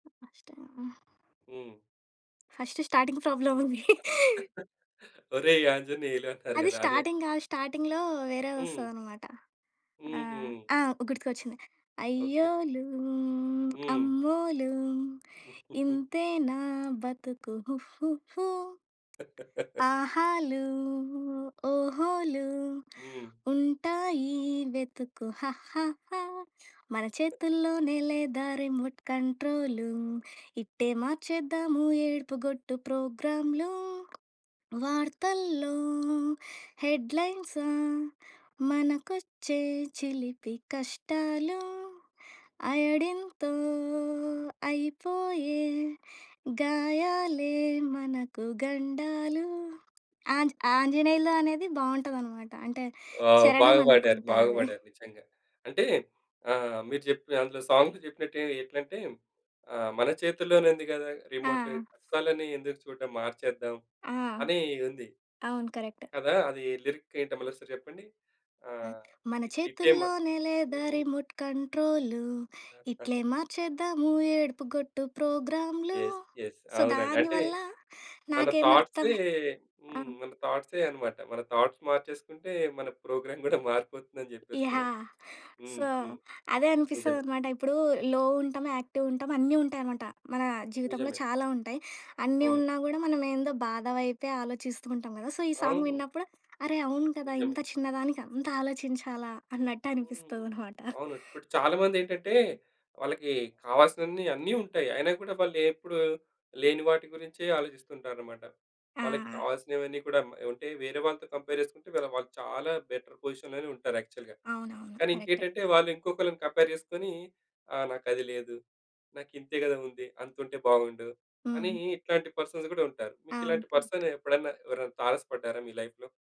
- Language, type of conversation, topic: Telugu, podcast, నీకు ప్రేరణ ఇచ్చే పాట ఏది?
- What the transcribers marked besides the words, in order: in English: "ఫస్ట్ స్టార్టింగ్ ప్రాబ్లమ్"; giggle; chuckle; in English: "స్టార్టింగ్"; in English: "స్టార్టింగ్‌లో"; giggle; singing: "అయ్యోలు అమ్మోలు ఇంతే నా బతుకు … గాయాలే మనకు గండాలు"; giggle; other noise; in English: "రిమోట్"; tapping; in English: "అయోడిన్‌తో"; chuckle; in English: "సాంగ్స్"; other background noise; in English: "రిమోట్"; in English: "కరెక్ట్"; in English: "లిరిక్"; singing: "అ! మన చేతుల్లోనే లేదా రిమోట్ కంట్రోలు. ఇట్లే మార్చేద్దాము ఏడుపుగొట్టు ప్రోగ్రామ్‌లు"; in English: "రిమోట్"; chuckle; in English: "యెస్. యెస్"; in English: "సో"; in English: "థాట్స్"; in English: "ప్రోగ్రామ్"; in English: "సో"; in English: "లో"; in English: "యాక్టివ్"; in English: "సో"; in English: "సాంగ్"; in English: "కంపేర్"; in English: "బెటర్ పొజిషన్‌లోనే"; in English: "యాక్చువల్‌గా"; in English: "కంపేర్"; in English: "పర్సన్స్"; in English: "పర్సన్"; in English: "కరెక్ట్"; in English: "లైఫ్‌లో?"